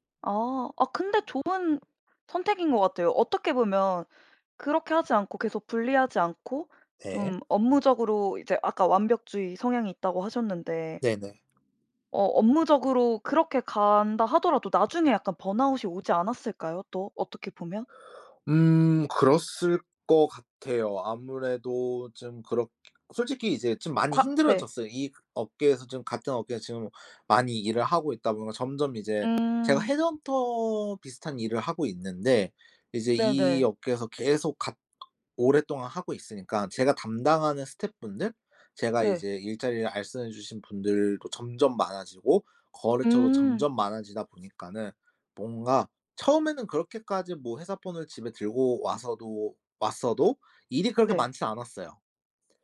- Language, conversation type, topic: Korean, podcast, 일과 삶의 균형을 바꾸게 된 계기는 무엇인가요?
- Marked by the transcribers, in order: other background noise; in English: "번아웃이"; tapping